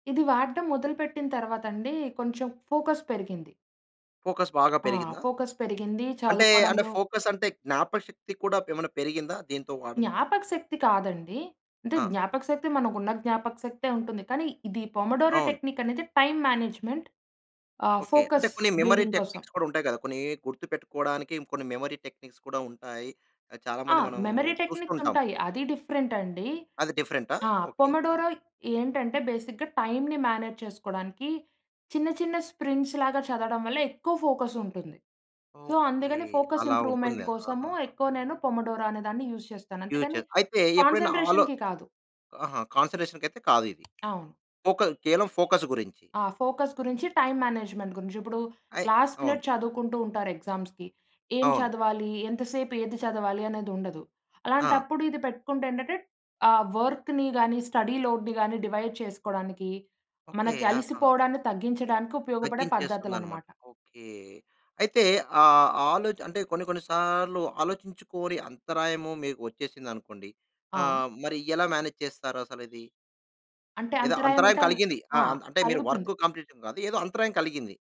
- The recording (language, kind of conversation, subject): Telugu, podcast, పొమొడోరో పద్ధతి లేదా సమయ బాక్సింగ్‌ను మీరు ఎలా అమలు చేశారు, దాంతో మీకు వచ్చిన అనుభవం ఏమిటి?
- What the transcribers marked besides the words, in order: in English: "ఫోకస్"; in English: "ఫోకస్"; in English: "ఫోకస్"; in English: "పొమోడోరో"; in English: "టైమ్ మేనేజ్‌మెంట్"; in English: "ఫోకస్ బిల్డింగ్"; in English: "మెమరీ టెక్నిక్స్"; in English: "మెమరీ టెక్నిక్స్"; in English: "మెమరీ"; in Italian: "పొమోడోరో"; in English: "బేసిక్‌గా"; in English: "మేనేజ్"; in English: "స్ప్రింగ్స్"; in English: "సో"; in English: "ఫోకస్ ఇంప్రూవ్‌మెంట్"; in English: "పొమోడోరో"; in English: "యూస్"; in English: "ఫ్యూచర్"; in English: "కాన్సంట్రేషన్‌కి"; in English: "కాన్సంట్రేషన్‌కైతే"; tapping; in English: "ఫోకస్"; in English: "ఫోకస్"; in English: "టైమ్ మేనేజ్‌మెంట్"; in English: "లాస్ట్ మినట్"; in English: "ఎగ్జామ్స్‌కి"; in English: "వర్క్‌ని"; in English: "స్టడీ లోడ్‌ని"; in English: "డివైడ్"; in English: "మేనేజ్"; in English: "కంప్లీషన్"